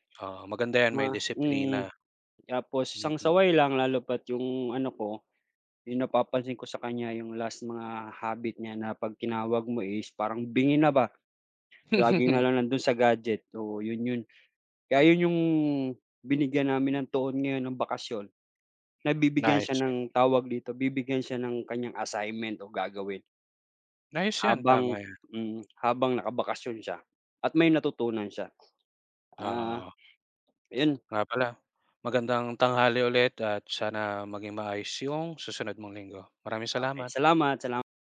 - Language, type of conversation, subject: Filipino, unstructured, Ano ang pinaka-nakakatuwang nangyari sa iyo ngayong linggo?
- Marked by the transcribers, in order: laugh; tapping; unintelligible speech; other noise; other background noise